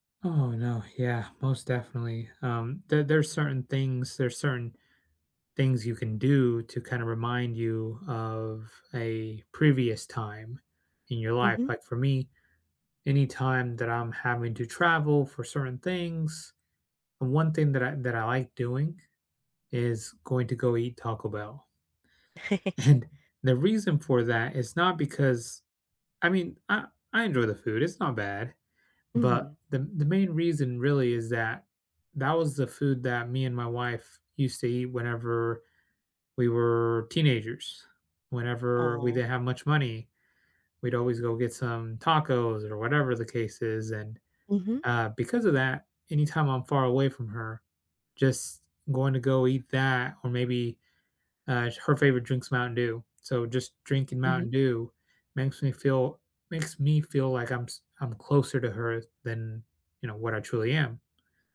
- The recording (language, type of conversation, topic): English, unstructured, Have you ever been surprised by a forgotten memory?
- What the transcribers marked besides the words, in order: chuckle; laughing while speaking: "And"; drawn out: "were"